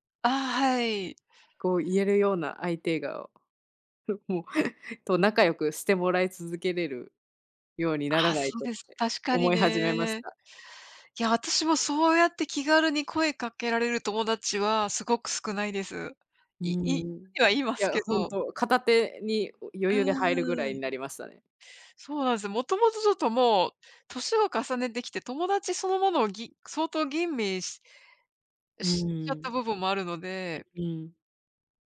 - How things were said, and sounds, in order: other background noise; giggle
- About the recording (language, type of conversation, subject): Japanese, unstructured, 家族や友達と一緒に過ごすとき、どんな楽しみ方をしていますか？